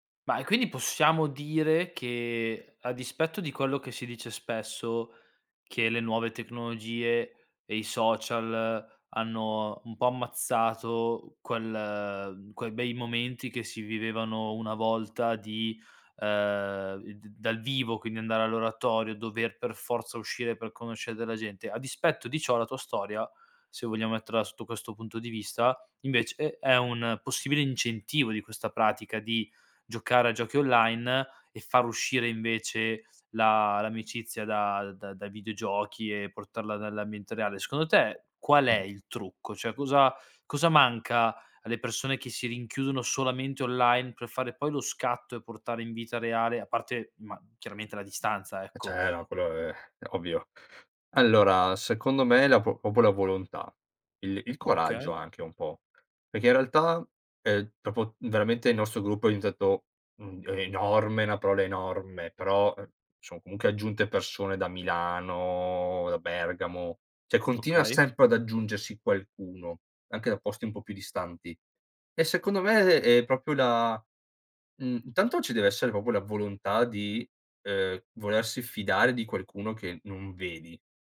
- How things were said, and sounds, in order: other background noise; "cioè" said as "ceh"; exhale; "proprio" said as "popo"; "proprio" said as "propo"; "diventato" said as "dientato"; "cioè" said as "ceh"; "proprio" said as "propio"; "proprio" said as "propo"
- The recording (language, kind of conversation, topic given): Italian, podcast, Quale hobby ti ha regalato amici o ricordi speciali?